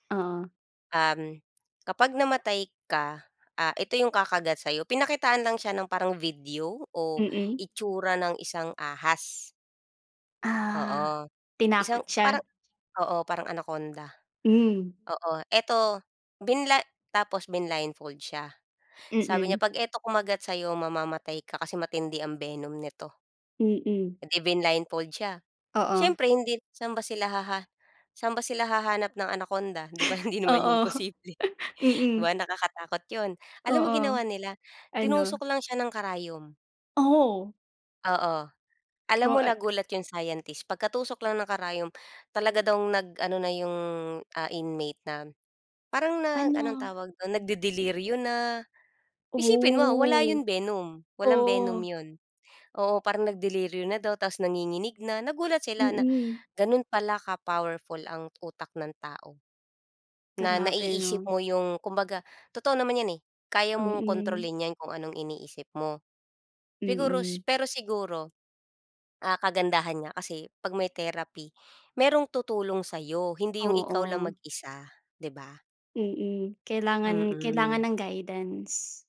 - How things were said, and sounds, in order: chuckle; laughing while speaking: "posible"
- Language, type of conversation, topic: Filipino, unstructured, Ano ang masasabi mo sa mga taong hindi naniniwala sa pagpapayo ng dalubhasa sa kalusugang pangkaisipan?